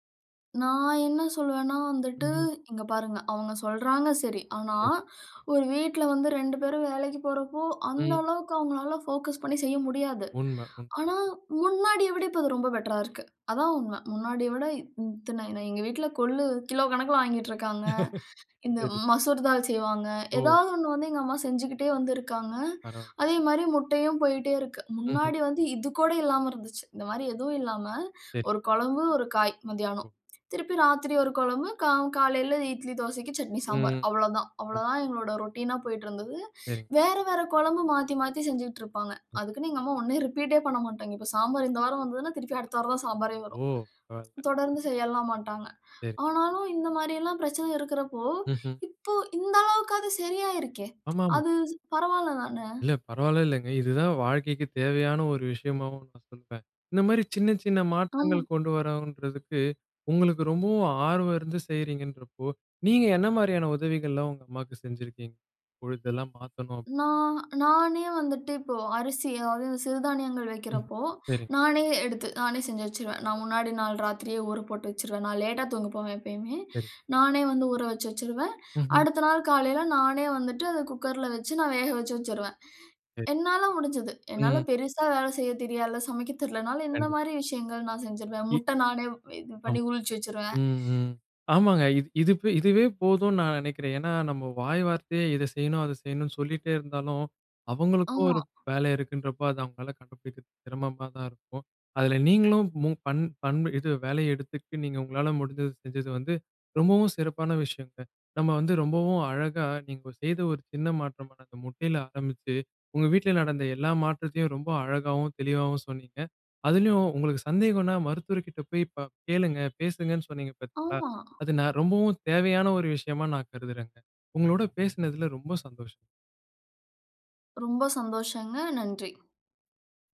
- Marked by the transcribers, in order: unintelligible speech; in English: "போகஸ்"; in English: "பெட்டரா"; chuckle; other noise; other background noise; in English: "ரொட்டின்"; chuckle; in English: "ரிப்பீட்"; horn
- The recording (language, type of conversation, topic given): Tamil, podcast, உங்கள் உணவுப் பழக்கத்தில் ஒரு எளிய மாற்றம் செய்து பார்த்த அனுபவத்தைச் சொல்ல முடியுமா?